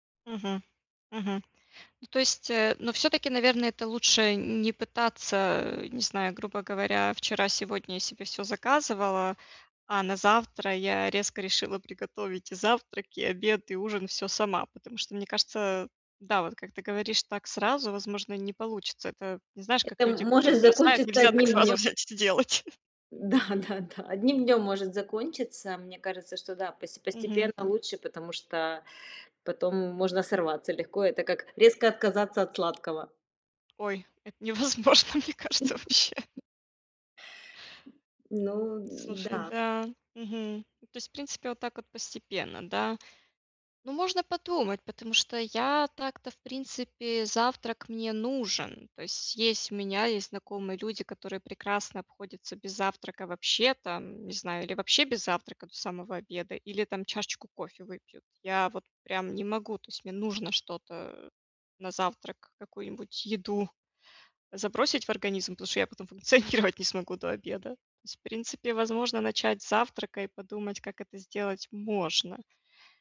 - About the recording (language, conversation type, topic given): Russian, advice, Как сформировать устойчивые пищевые привычки и сократить потребление обработанных продуктов?
- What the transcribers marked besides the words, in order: tapping; chuckle; laughing while speaking: "это невозможно, мне кажется, вообще"; laugh; other background noise; chuckle